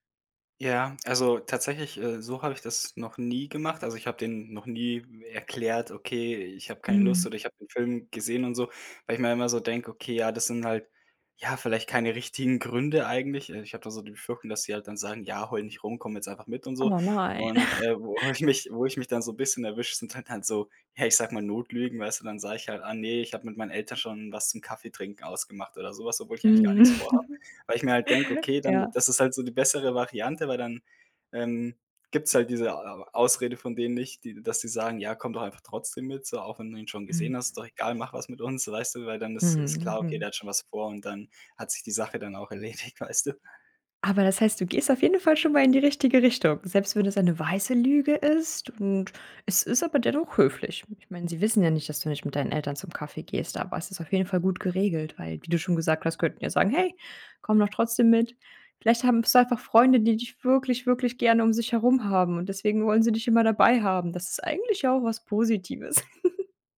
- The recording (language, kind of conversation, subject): German, advice, Warum fällt es mir schwer, bei Bitten von Freunden oder Familie Nein zu sagen?
- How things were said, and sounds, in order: laughing while speaking: "ich"; chuckle; chuckle; laughing while speaking: "erledigt"; chuckle